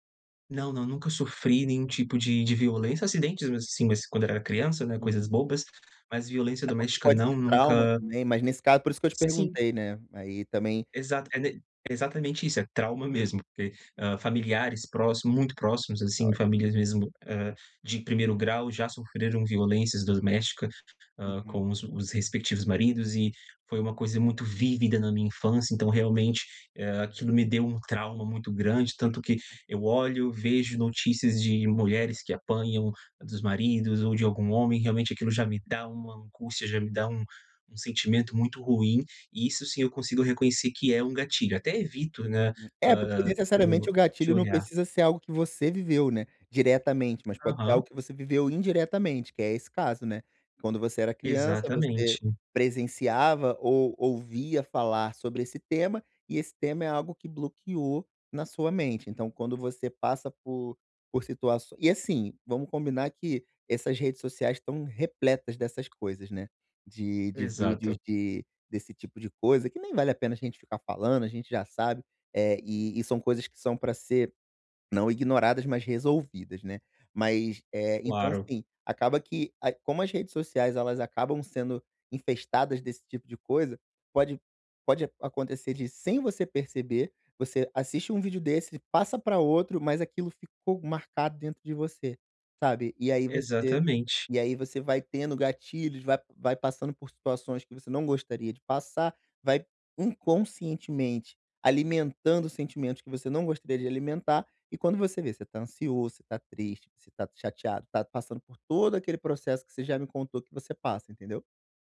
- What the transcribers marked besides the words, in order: tapping; unintelligible speech; unintelligible speech
- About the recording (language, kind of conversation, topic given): Portuguese, advice, Como posso responder com autocompaixão quando minha ansiedade aumenta e me assusta?